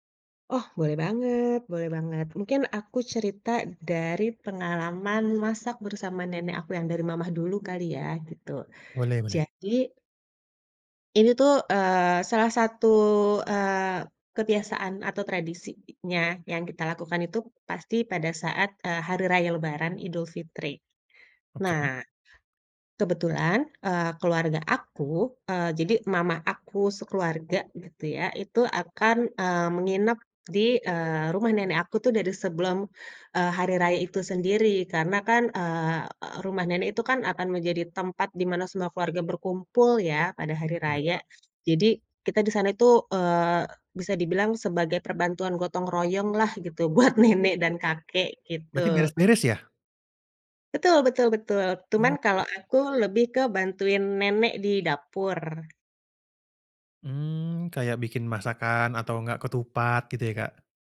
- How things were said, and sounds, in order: tapping; other background noise; laughing while speaking: "buat nenek"
- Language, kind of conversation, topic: Indonesian, podcast, Ceritakan pengalaman memasak bersama nenek atau kakek dan apakah ada ritual yang berkesan?